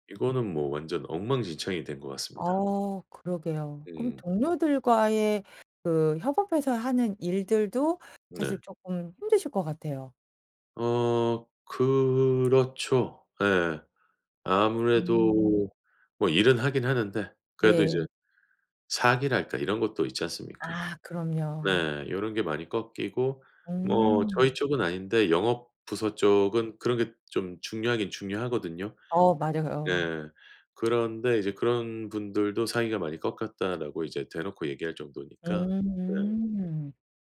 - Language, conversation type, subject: Korean, advice, 조직 개편으로 팀과 업무 방식이 급격히 바뀌어 불안할 때 어떻게 대처하면 좋을까요?
- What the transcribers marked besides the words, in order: other background noise; tapping